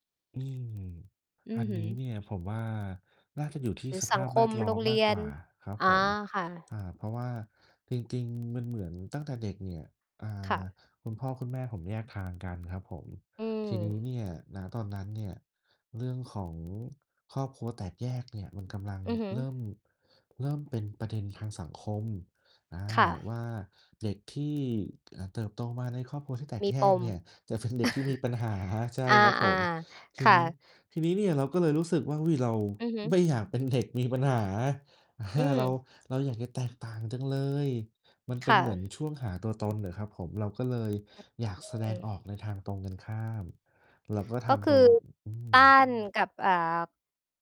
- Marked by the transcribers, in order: distorted speech; laughing while speaking: "จะเป็นเด็กที่มีปัญหา"; chuckle; tapping; laughing while speaking: "อ่า"; other background noise
- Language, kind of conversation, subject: Thai, unstructured, คุณเคยรู้สึกไม่มั่นใจในตัวตนของตัวเองไหม และทำอย่างไรถึงจะกลับมามั่นใจได้?